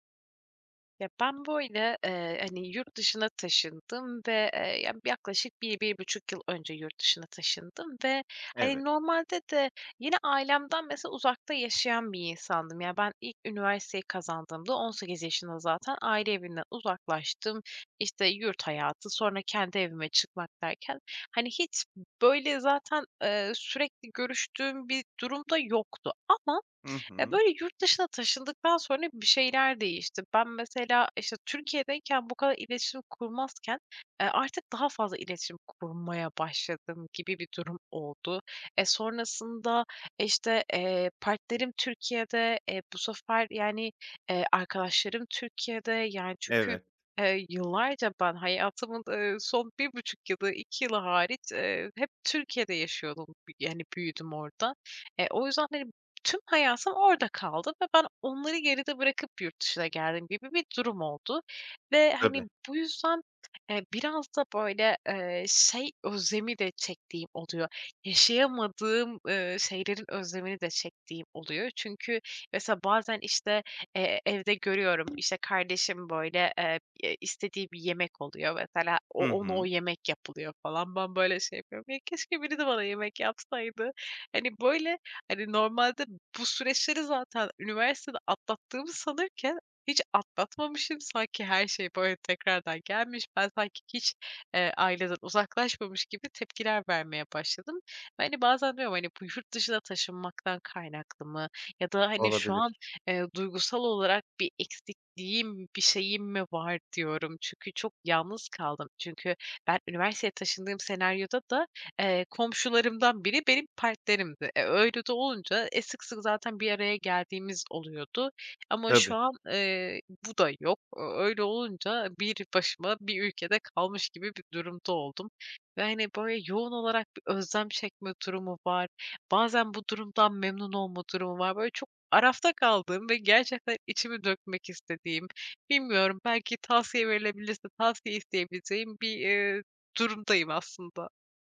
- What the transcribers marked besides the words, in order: other background noise; tapping
- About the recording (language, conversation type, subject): Turkish, advice, Ailenden ve arkadaşlarından uzakta kalınca ev özlemiyle nasıl baş ediyorsun?
- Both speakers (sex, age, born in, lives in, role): female, 25-29, Turkey, Poland, user; male, 30-34, Turkey, Greece, advisor